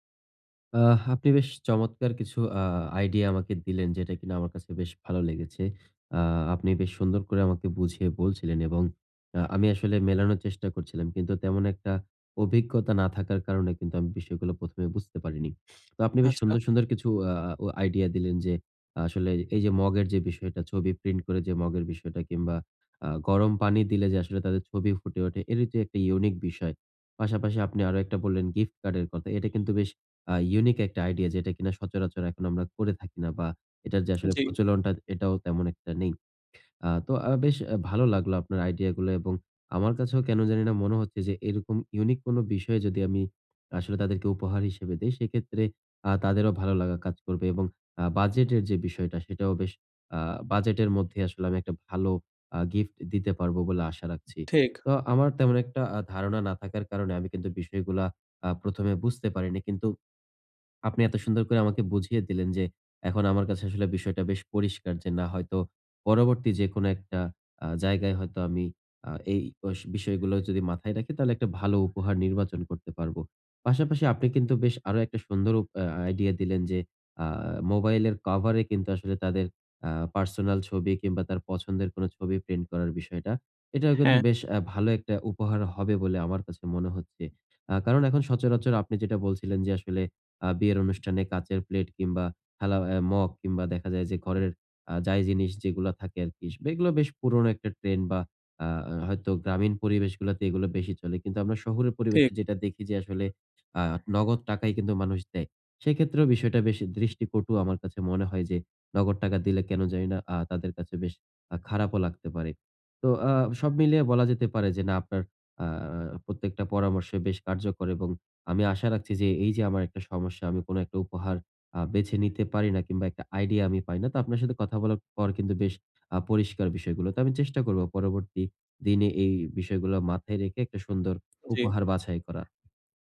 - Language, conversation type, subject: Bengali, advice, উপহার নির্বাচন ও আইডিয়া পাওয়া
- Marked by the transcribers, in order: horn; other background noise